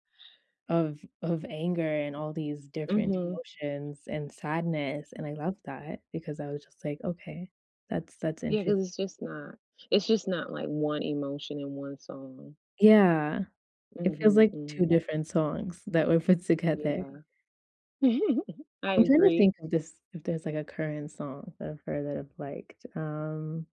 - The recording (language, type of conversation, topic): English, unstructured, How do you balance nostalgic songs with new discoveries when creating a playlist?
- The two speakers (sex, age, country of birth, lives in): female, 25-29, United States, United States; female, 30-34, South Korea, United States
- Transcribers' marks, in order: other background noise; background speech; giggle